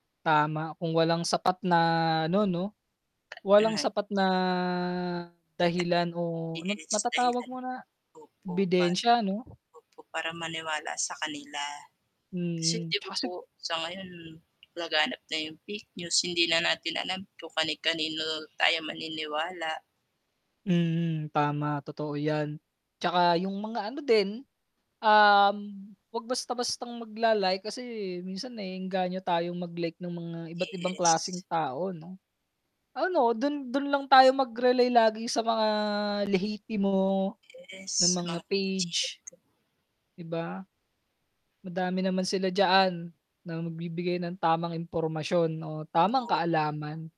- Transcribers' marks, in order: mechanical hum; tongue click; drawn out: "na"; distorted speech; static; unintelligible speech; unintelligible speech
- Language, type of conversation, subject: Filipino, unstructured, Paano mo maipapaliwanag ang epekto ng huwad na balita sa lipunan?